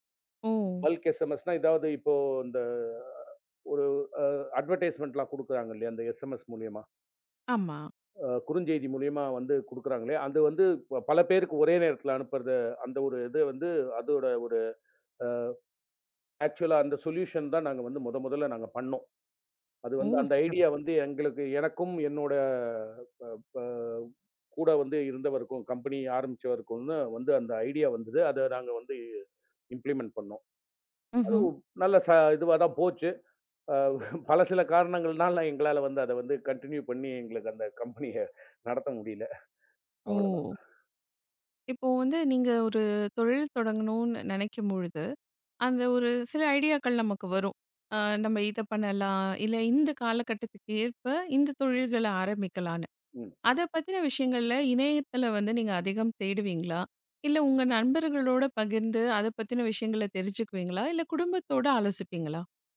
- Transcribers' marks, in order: in English: "பல்க் எஸ்எம்எஸ்னா"; drawn out: "இந்த"; in English: "அட்வெர்ட்டிஸ்ட்மென்ட்லாம்"; in English: "எஸ்எம்எஸ்"; in English: "ஆக்சுவலா"; in English: "சொல்யூஷன்"; in English: "ஐடியா"; drawn out: "என்னோட"; in English: "கம்பெனி"; in English: "ஐடியா"; in English: "இம்ப்ளிமென்ட்"; chuckle; in English: "கன்டினியூ"; laughing while speaking: "கம்பனிய"; in English: "கம்பனிய"; drawn out: "ஓ!"; in English: "ஐடியாக்கள்"
- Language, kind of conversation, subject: Tamil, podcast, ஒரு யோசனை தோன்றியவுடன் அதை பிடித்து வைத்துக்கொள்ள நீங்கள் என்ன செய்கிறீர்கள்?